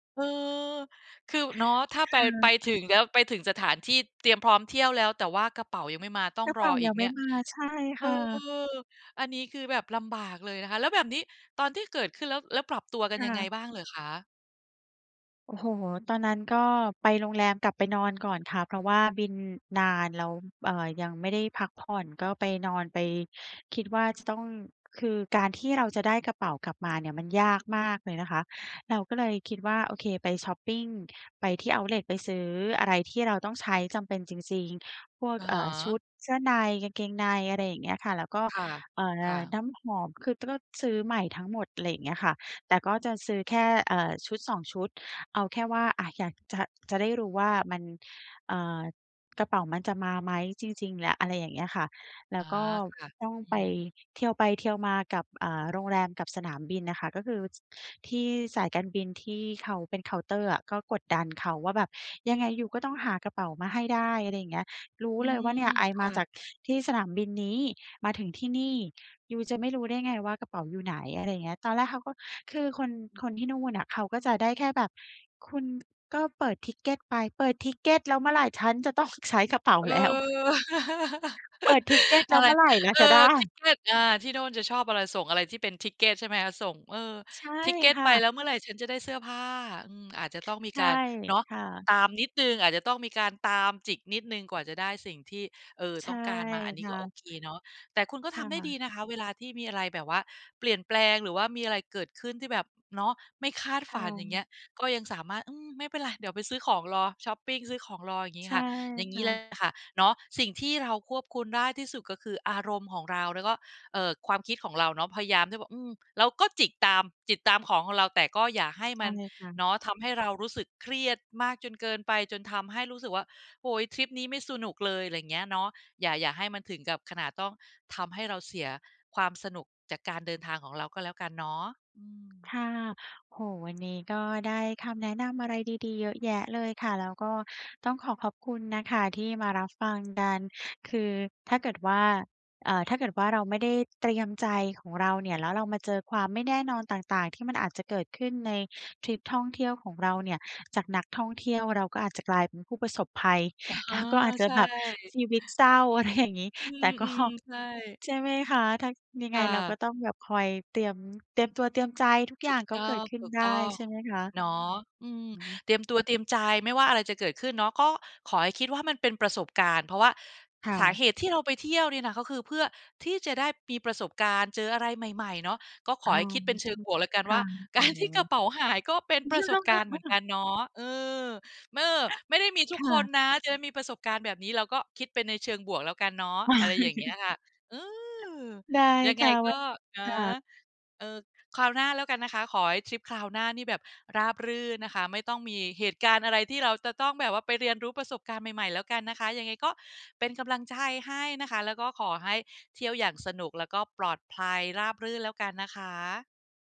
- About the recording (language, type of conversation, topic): Thai, advice, ฉันควรเตรียมตัวอย่างไรเมื่อทริปมีความไม่แน่นอน?
- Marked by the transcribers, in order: tapping; other background noise; in English: "Ticket"; in English: "Ticket"; laugh; in English: "Ticket"; in English: "Ticket"; in English: "Ticket"; in English: "Ticket"; laughing while speaking: "การ"; laugh